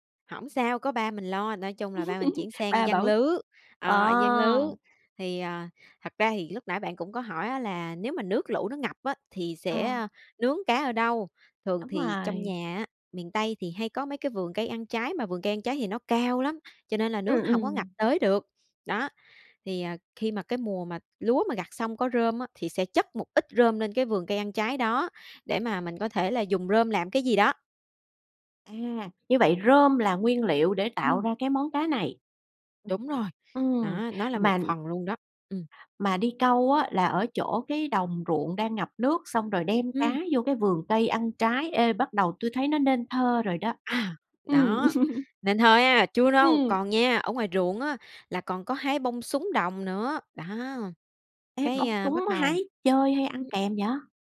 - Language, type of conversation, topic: Vietnamese, podcast, Có món ăn nào khiến bạn nhớ về nhà không?
- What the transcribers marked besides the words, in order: laugh; tapping; laughing while speaking: "Ừm"